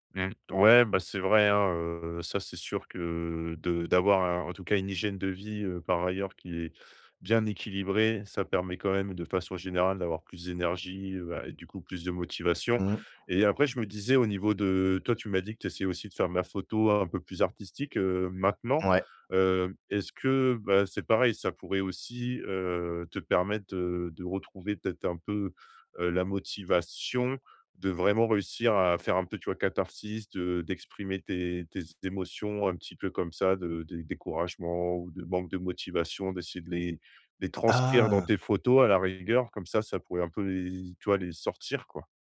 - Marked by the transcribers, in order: other background noise; stressed: "motivation"; surprised: "Ah !"
- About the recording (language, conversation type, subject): French, advice, Comment surmonter la fatigue et la démotivation au quotidien ?